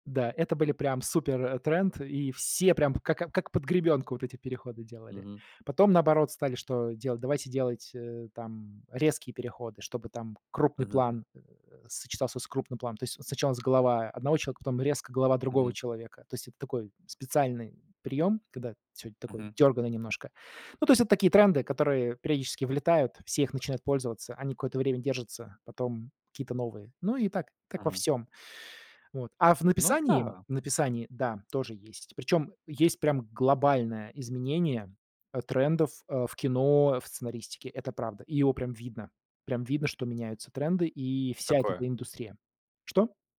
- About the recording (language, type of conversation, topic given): Russian, podcast, Как ты решаешь, где оставаться собой, а где подстраиваться под тренды?
- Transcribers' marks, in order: none